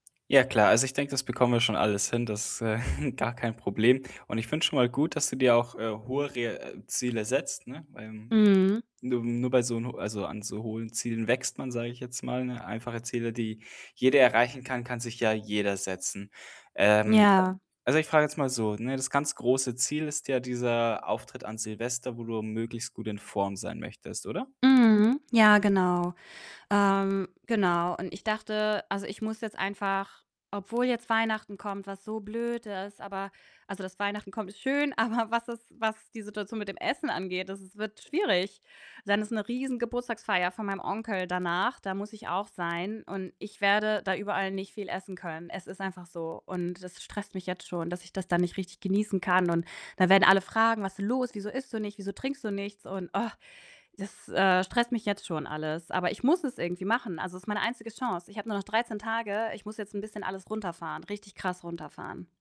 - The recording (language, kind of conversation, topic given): German, advice, Wie kann ich realistische Ziele formulieren, die ich auch wirklich erreiche?
- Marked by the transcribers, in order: chuckle; tapping; distorted speech; laughing while speaking: "aber"; sigh